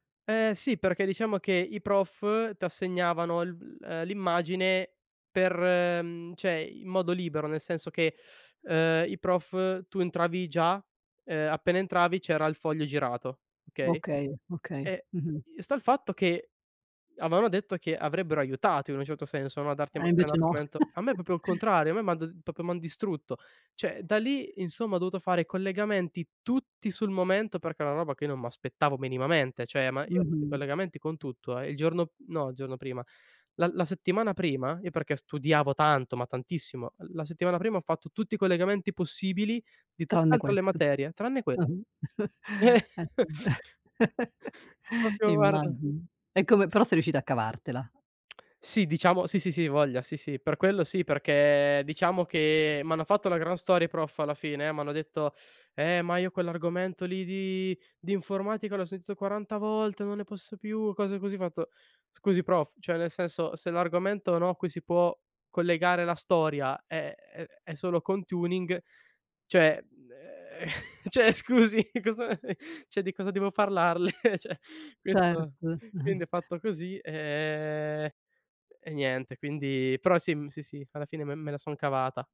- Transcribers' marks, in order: "cioè" said as "ceh"; other background noise; "avevano" said as "aveano"; "proprio" said as "propo"; "proprio" said as "propo"; laugh; "Cioè" said as "ceh"; chuckle; laughing while speaking: "Eh sì"; laugh; "Proprio" said as "propio"; "cioè" said as "ceh"; chuckle; laughing while speaking: "ceh, scusi, cosa"; "cioè" said as "ceh"; chuckle; "cioè" said as "ceh"; laughing while speaking: "parlarle?"; chuckle; "Cioè" said as "ceh"; chuckle
- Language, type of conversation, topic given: Italian, podcast, Che ruolo hanno gli errori nel tuo percorso di crescita?